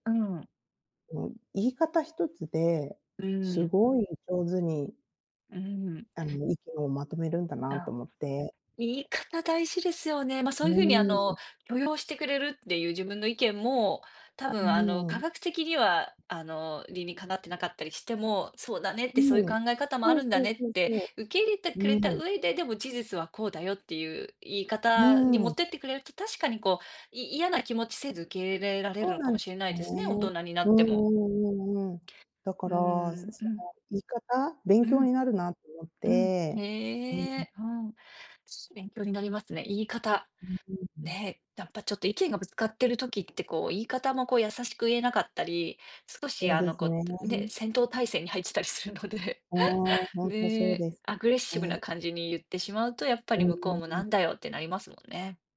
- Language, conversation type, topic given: Japanese, unstructured, 意見がぶつかったとき、どこで妥協するかはどうやって決めますか？
- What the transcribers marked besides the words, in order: other background noise; tapping; unintelligible speech; laugh; unintelligible speech